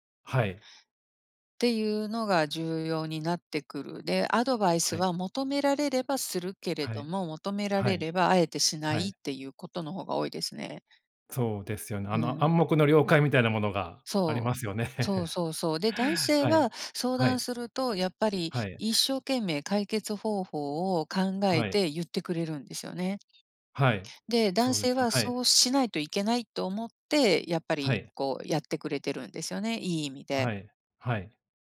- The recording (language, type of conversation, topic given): Japanese, unstructured, 相手の気持ちを理解するために、あなたは普段どんなことをしていますか？
- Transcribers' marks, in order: laugh